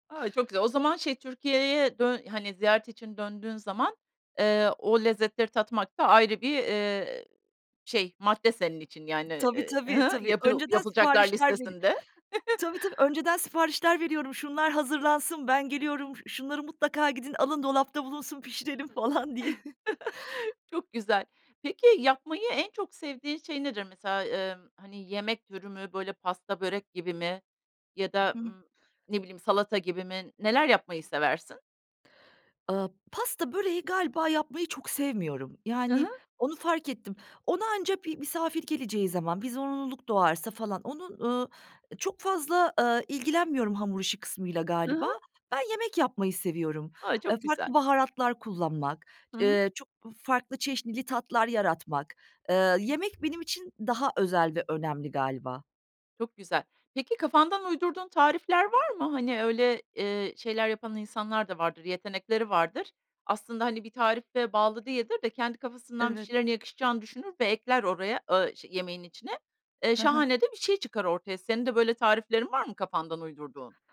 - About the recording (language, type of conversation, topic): Turkish, podcast, Yemek yaparken nelere dikkat edersin ve genelde nasıl bir rutinin var?
- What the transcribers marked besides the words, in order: tapping; other noise; chuckle; chuckle; other background noise